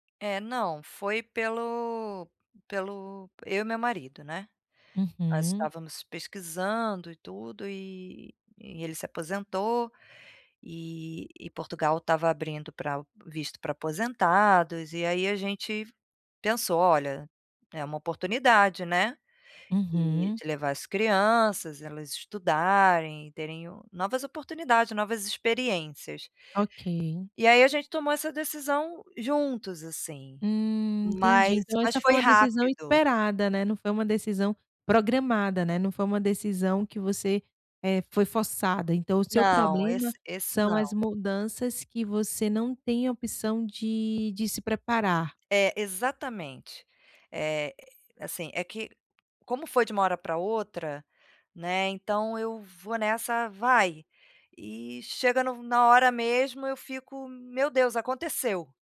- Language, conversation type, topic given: Portuguese, advice, Como posso me adaptar quando mudanças inesperadas me fazem perder algo importante?
- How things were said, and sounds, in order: tapping